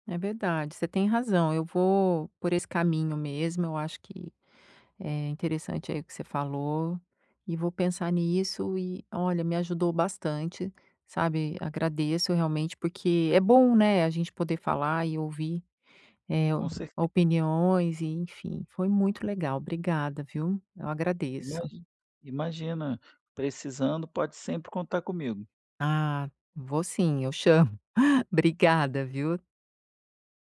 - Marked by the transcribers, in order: chuckle
- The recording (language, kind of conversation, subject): Portuguese, advice, Como posso lidar com a ansiedade ao explorar novos destinos?